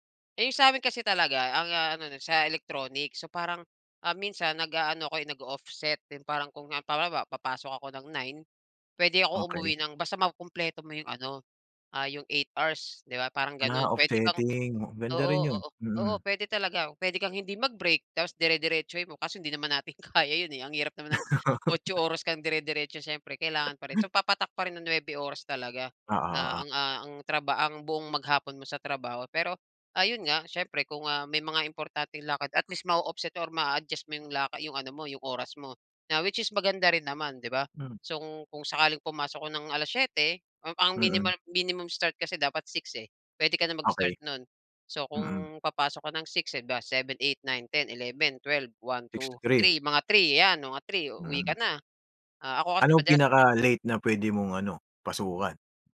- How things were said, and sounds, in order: laughing while speaking: "kaya 'yon"; laugh; laugh
- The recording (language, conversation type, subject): Filipino, podcast, Paano mo pinangangalagaan ang oras para sa pamilya at sa trabaho?